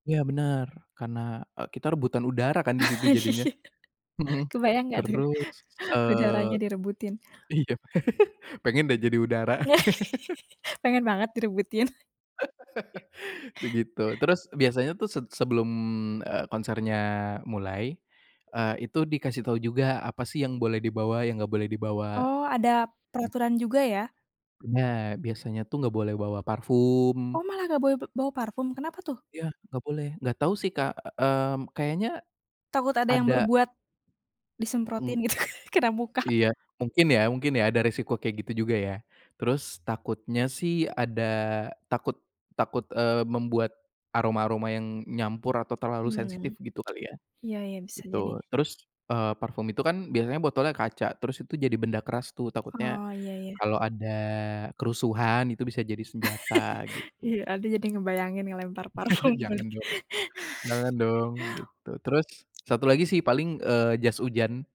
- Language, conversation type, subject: Indonesian, podcast, Apa pengalaman menonton konser yang paling berkesan bagi kamu?
- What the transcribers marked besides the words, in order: laugh; laughing while speaking: "Iya. Kebayang enggak, tuh"; laughing while speaking: "Mhm"; laughing while speaking: "iya"; chuckle; laugh; laugh; other background noise; tapping; laughing while speaking: "gitu, kena muka"; sniff; laugh; laughing while speaking: "Iya"; chuckle; laughing while speaking: "Jangan dong"; laughing while speaking: "parfum"; unintelligible speech